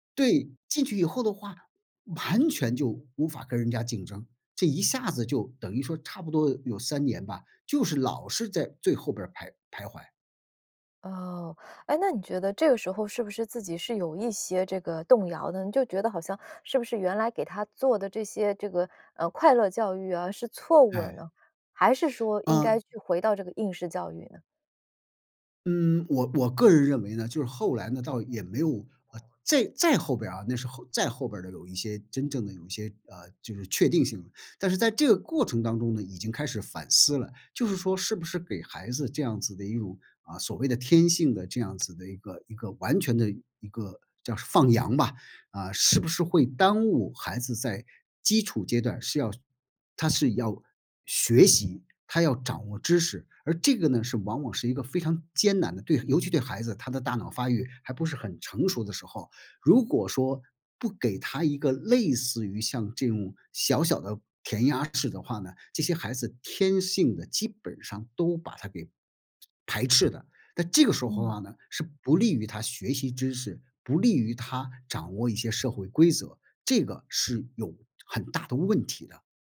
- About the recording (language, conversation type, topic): Chinese, podcast, 你怎么看待当前的应试教育现象？
- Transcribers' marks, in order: none